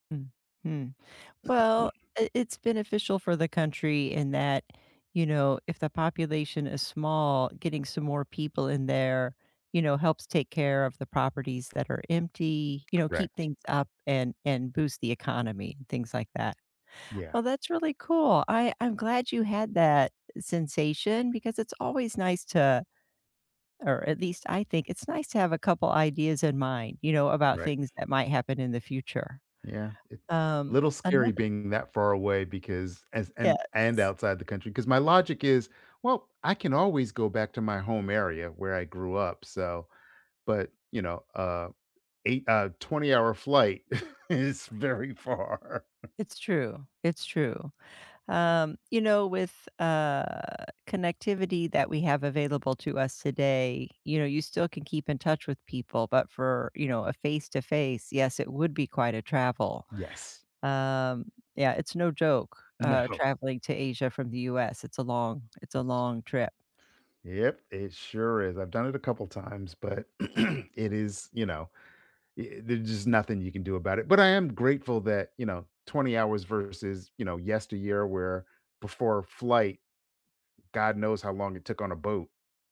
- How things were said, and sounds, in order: other background noise; laughing while speaking: "is very far"; throat clearing
- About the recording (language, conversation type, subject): English, unstructured, What place feels like home to you, and why?
- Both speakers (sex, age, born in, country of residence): female, 55-59, United States, United States; male, 55-59, United States, United States